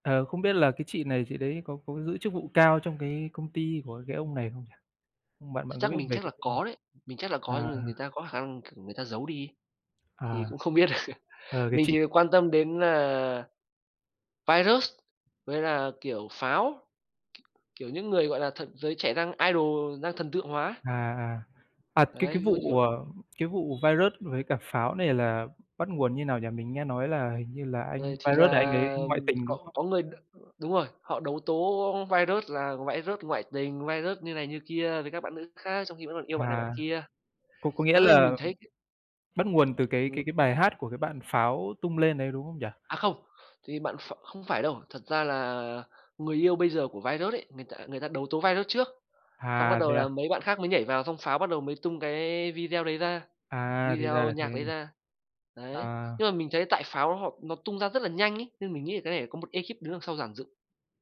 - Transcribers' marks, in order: other background noise; laughing while speaking: "được"; tapping; in English: "idol"; horn
- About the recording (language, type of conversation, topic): Vietnamese, unstructured, Bạn nghĩ sao về việc các nghệ sĩ nổi tiếng bị cáo buộc có hành vi sai trái?